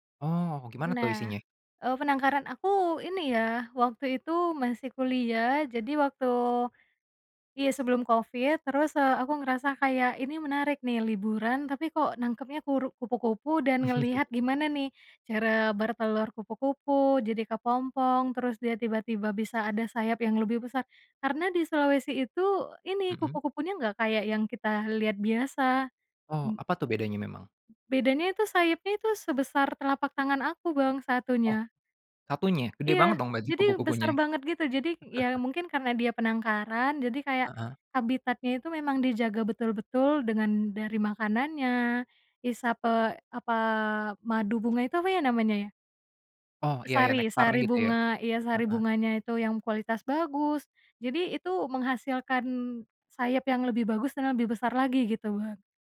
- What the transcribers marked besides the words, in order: chuckle; chuckle
- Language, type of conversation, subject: Indonesian, podcast, Mengapa menurutmu orang perlu meluangkan waktu sendiri di alam?